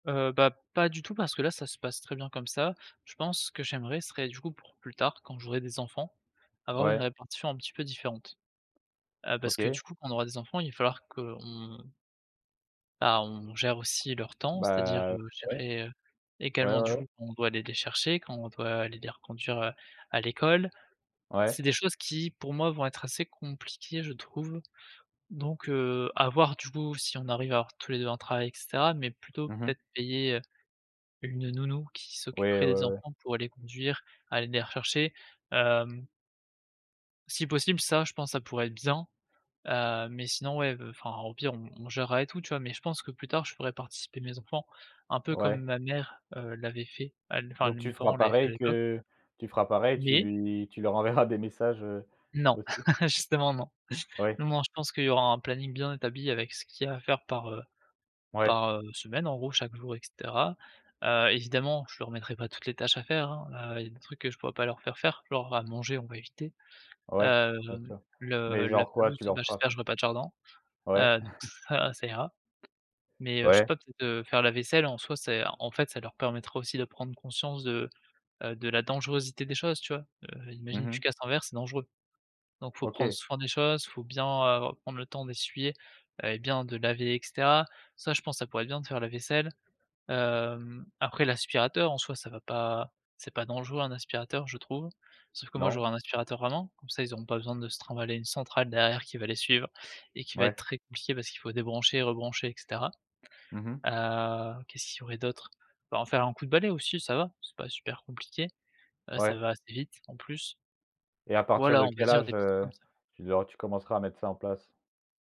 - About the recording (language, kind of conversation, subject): French, podcast, Comment répartis-tu les tâches ménagères à la maison ?
- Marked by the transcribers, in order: laughing while speaking: "enverras"; chuckle; tapping; chuckle